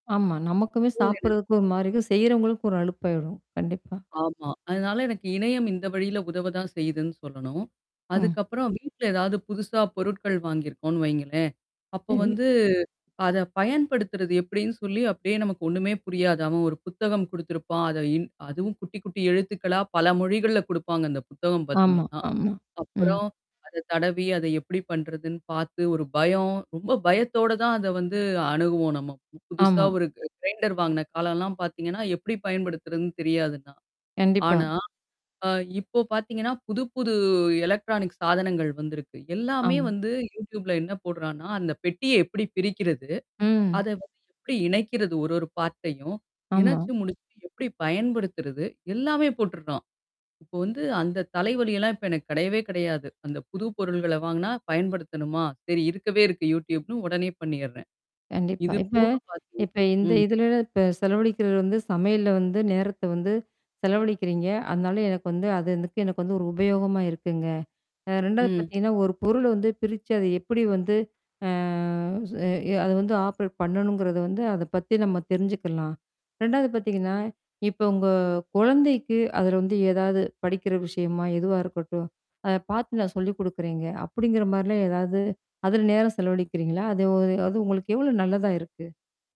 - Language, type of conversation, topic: Tamil, podcast, இணையத்தில் நேரம் செலவிடுவது உங்கள் படைப்பாற்றலுக்கு உதவுகிறதா, பாதிக்கிறதா?
- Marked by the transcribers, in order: static; tapping; distorted speech; in English: "எலக்ட்ரானிக்"; other background noise; in English: "பார்ட்"; drawn out: "அ"; in English: "ஆப்ரேட்"; mechanical hum